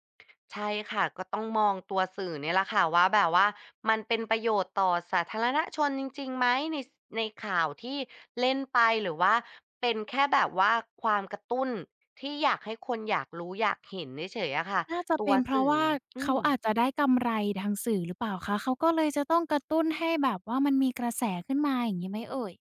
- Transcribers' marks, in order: other background noise
- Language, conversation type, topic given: Thai, podcast, การเปิดเผยชีวิตส่วนตัวของคนดังควรมีขอบเขตแค่ไหน?